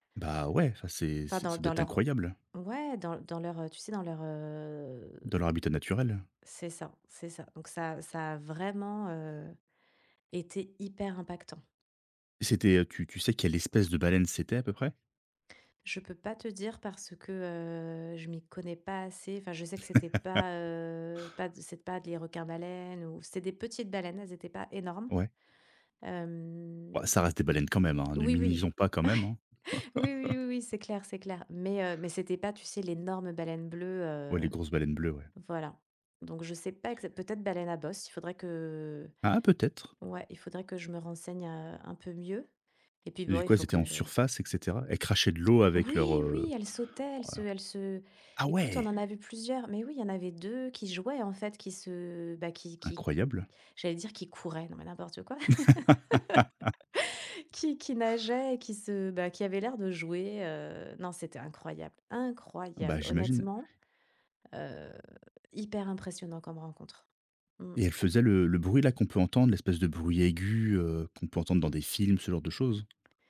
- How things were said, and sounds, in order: drawn out: "heu"; laugh; drawn out: "Hem"; laughing while speaking: "Ouais"; laugh; tapping; surprised: "Ah ouais !"; laugh; laugh; stressed: "incroyable"
- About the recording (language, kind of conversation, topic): French, podcast, Peux-tu me raconter une rencontre inattendue avec un animal sauvage ?